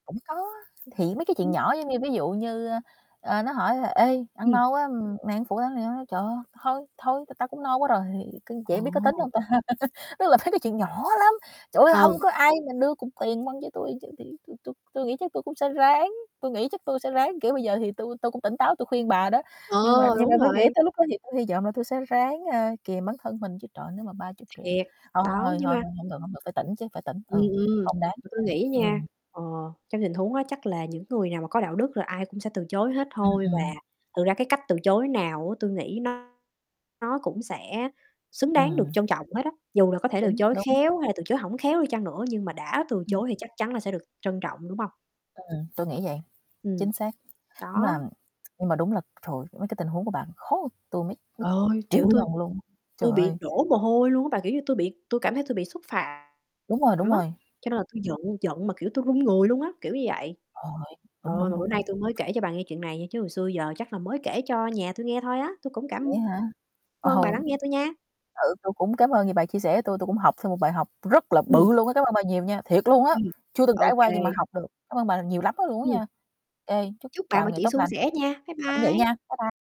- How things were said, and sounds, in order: other background noise; distorted speech; tapping; static; laugh; laughing while speaking: "mấy"; tsk; tsk; laughing while speaking: "Ừ"
- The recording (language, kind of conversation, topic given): Vietnamese, unstructured, Khi nào bạn nên nói “không” để bảo vệ bản thân?